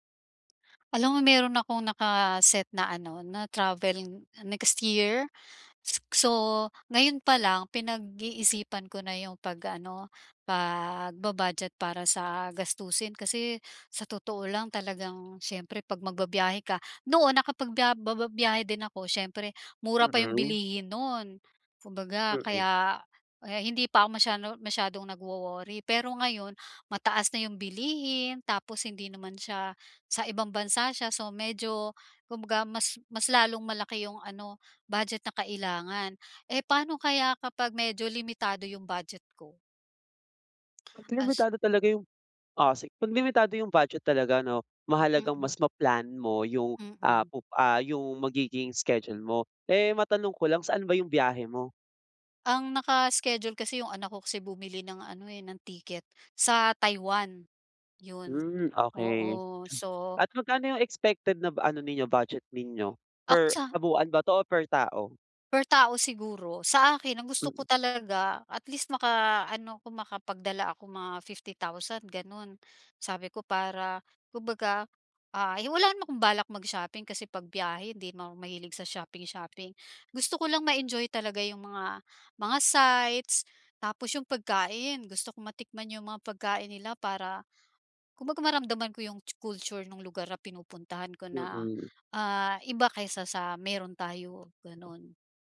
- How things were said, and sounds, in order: other background noise; tapping
- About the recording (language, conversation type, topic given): Filipino, advice, Paano ako mas mag-eenjoy sa bakasyon kahit limitado ang badyet ko?